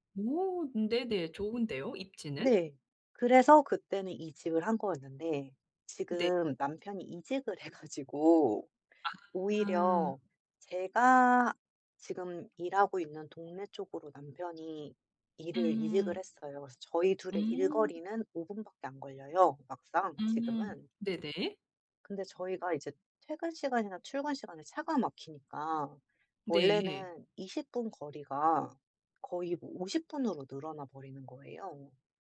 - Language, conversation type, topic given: Korean, advice, 이사할지 말지 어떻게 결정하면 좋을까요?
- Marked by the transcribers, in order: tapping; other background noise